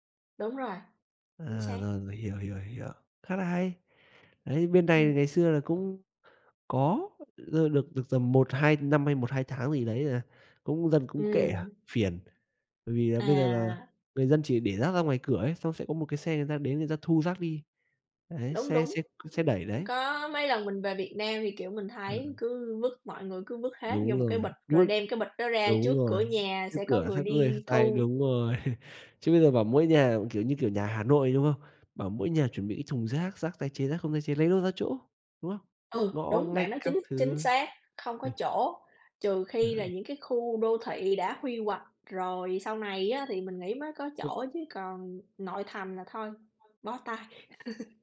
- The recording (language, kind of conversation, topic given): Vietnamese, unstructured, Chúng ta nên làm gì để giảm rác thải nhựa hằng ngày?
- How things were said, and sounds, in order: unintelligible speech; tapping; unintelligible speech; unintelligible speech; laugh; unintelligible speech; unintelligible speech; laugh